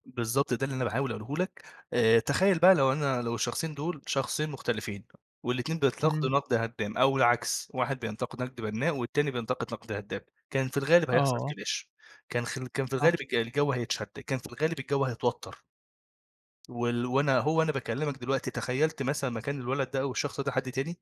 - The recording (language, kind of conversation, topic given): Arabic, podcast, إزاي تدي نقد بنّاء من غير ما تجرح مشاعر حد؟
- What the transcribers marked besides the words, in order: in English: "clash"